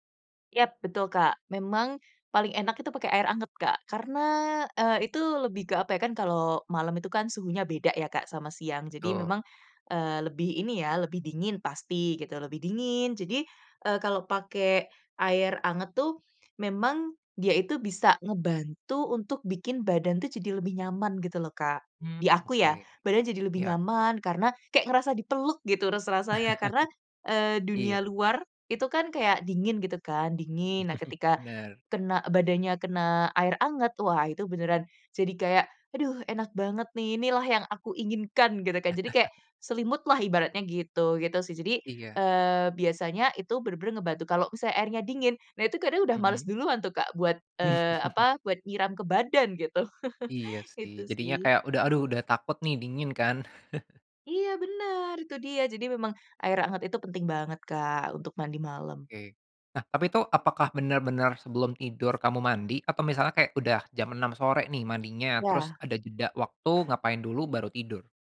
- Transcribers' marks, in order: laugh; chuckle; chuckle; laugh; chuckle; chuckle
- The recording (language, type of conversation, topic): Indonesian, podcast, Ada ritual malam yang bikin tidurmu makin nyenyak?